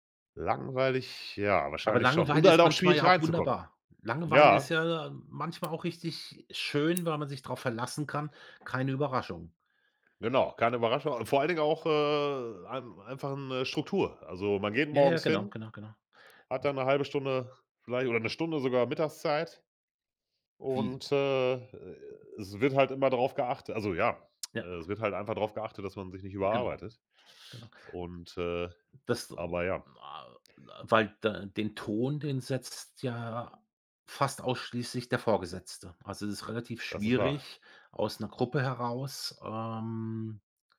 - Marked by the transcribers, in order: other background noise; drawn out: "äh"; drawn out: "ähm"
- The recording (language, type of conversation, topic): German, advice, Wie haben die langen Arbeitszeiten im Startup zu deinem Burnout geführt?